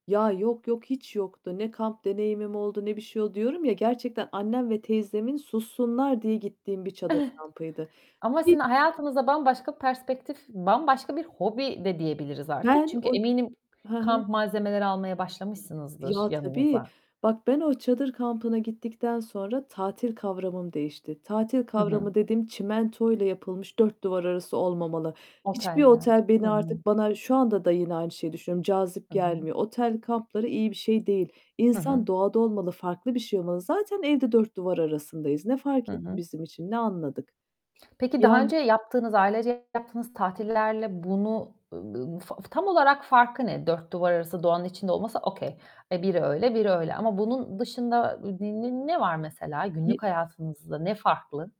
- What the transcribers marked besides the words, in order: chuckle; static; unintelligible speech; other background noise; distorted speech; tapping
- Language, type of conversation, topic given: Turkish, podcast, Doğada yaşadığın en unutulmaz anını anlatır mısın?